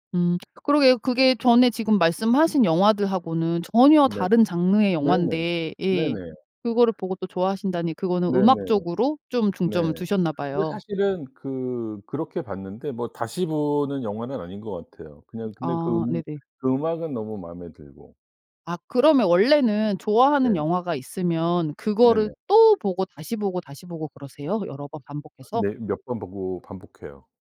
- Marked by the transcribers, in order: lip smack; other background noise
- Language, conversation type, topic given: Korean, podcast, 가장 좋아하는 영화와 그 이유는 무엇인가요?